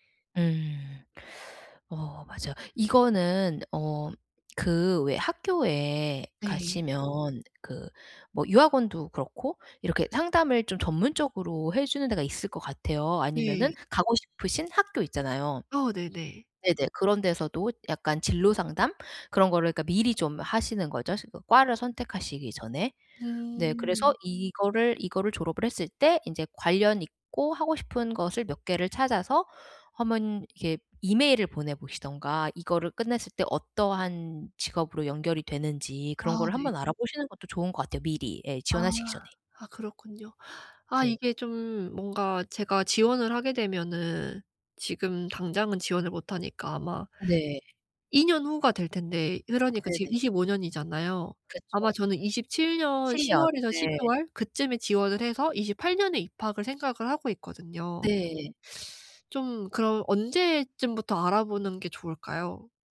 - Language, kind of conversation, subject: Korean, advice, 중요한 인생 선택을 할 때 기회비용과 후회를 어떻게 최소화할 수 있을까요?
- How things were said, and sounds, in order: teeth sucking